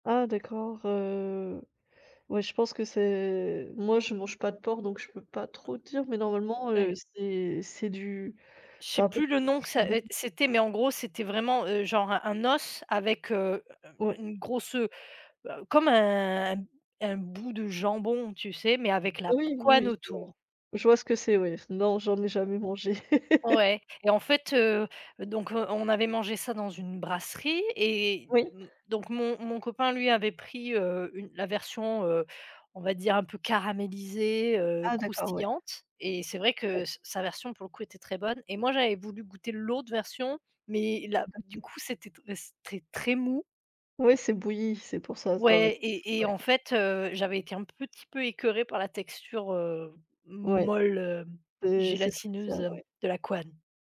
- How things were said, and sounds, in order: other background noise; tapping; laugh; stressed: "caramélisée"; stressed: "l'autre"
- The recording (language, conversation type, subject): French, unstructured, Quels plats typiques représentent le mieux votre région, et pourquoi ?